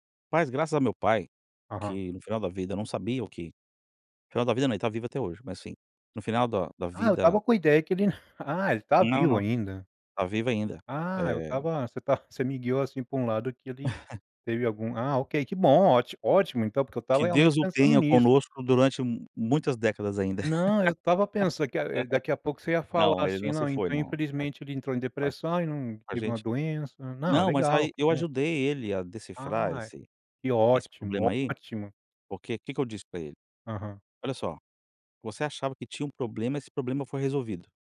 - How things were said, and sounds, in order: chuckle; chuckle; laugh
- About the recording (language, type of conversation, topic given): Portuguese, podcast, Como você equilibra satisfação e remuneração no trabalho?